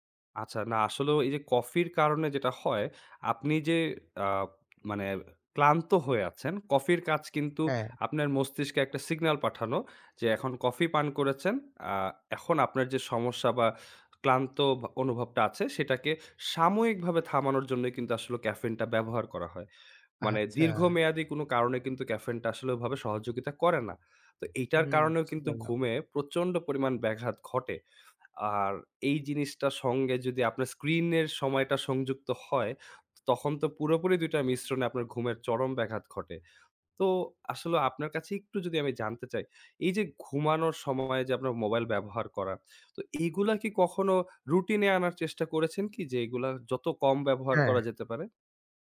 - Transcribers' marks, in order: other background noise
- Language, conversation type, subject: Bengali, advice, রাতে ঘুম ঠিক রাখতে কতক্ষণ পর্যন্ত ফোনের পর্দা দেখা নিরাপদ?